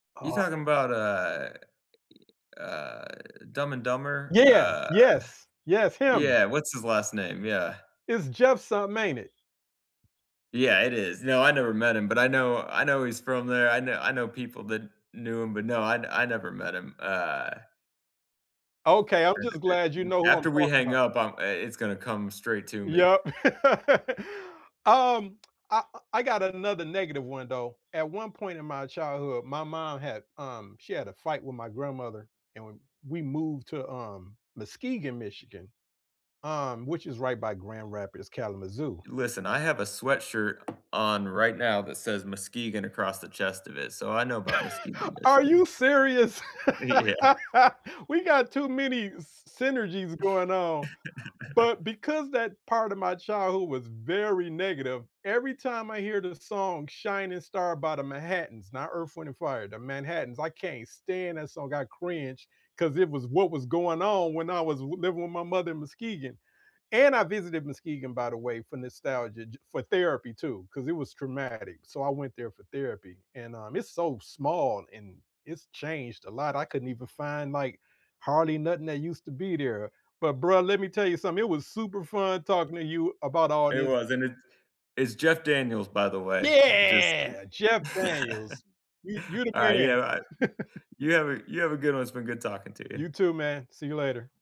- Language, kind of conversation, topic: English, unstructured, How do you notice the link between certain smells, places, or foods and particular songs?
- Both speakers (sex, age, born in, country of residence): male, 40-44, United States, United States; male, 55-59, United States, United States
- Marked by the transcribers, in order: drawn out: "uh uh"; laugh; other background noise; chuckle; laugh; laughing while speaking: "Yeah"; chuckle; drawn out: "Yeah!"; chuckle; chuckle